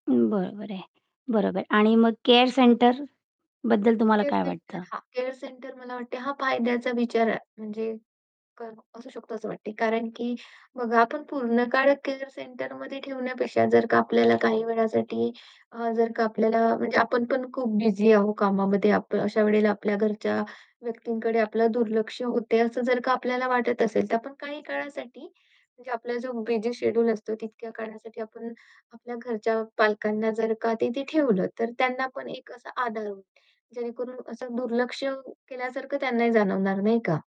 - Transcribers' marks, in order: static; distorted speech; other background noise; tapping
- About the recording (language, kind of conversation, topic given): Marathi, podcast, वृद्ध पालकांची काळजी घरातच घ्यावी की देखभाल केंद्रात द्यावी, याबाबत तुमचा दृष्टिकोन काय आहे?